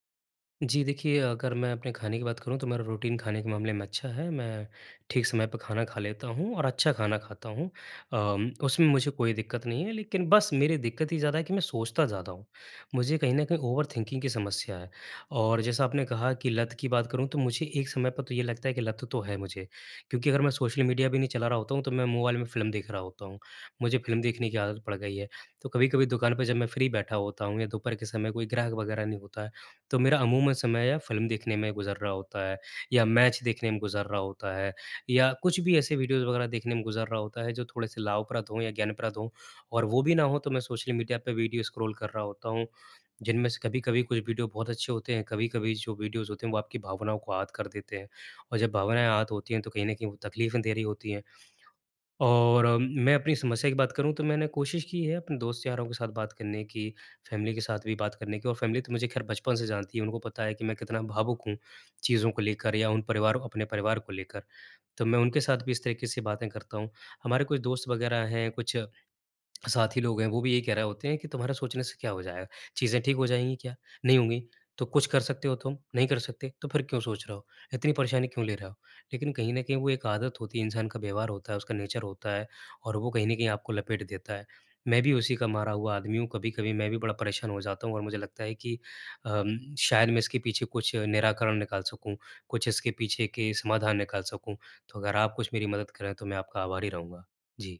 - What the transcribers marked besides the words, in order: in English: "ओवर थिंकिंग"; in English: "फ्री"; in English: "वीडियोज़"; in English: "स्क्रॉल"; in English: "वीडियोज़"; in English: "फ़ैमिली"; in English: "फ़ैमिली"; in English: "नेचर"
- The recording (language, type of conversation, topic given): Hindi, advice, सोने से पहले स्क्रीन देखने से चिंता और उत्तेजना कैसे कम करूँ?